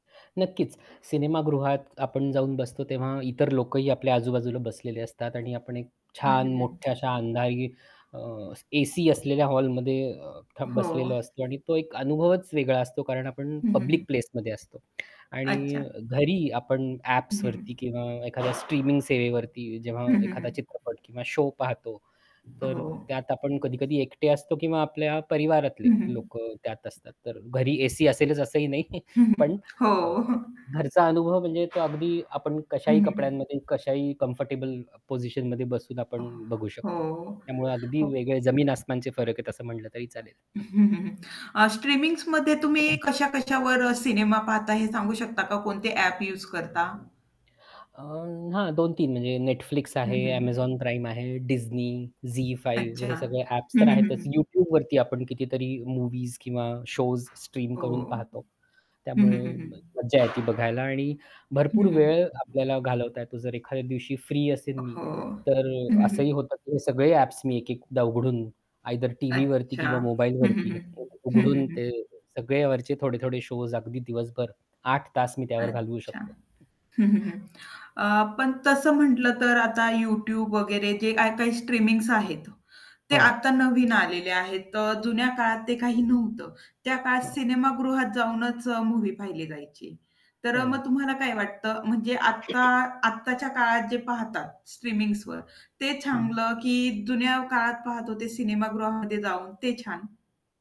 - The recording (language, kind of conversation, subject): Marathi, podcast, स्ट्रीमिंग सेवा तुला सिनेमागृहापेक्षा कशी वाटते?
- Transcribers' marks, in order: static; tapping; in English: "पब्लिक"; distorted speech; other background noise; in English: "शो"; laughing while speaking: "नाही"; laughing while speaking: "हं, हं. हो"; chuckle; in English: "कम्फर्टेबल"; chuckle; in English: "शोज"; unintelligible speech; in English: "शोज"; chuckle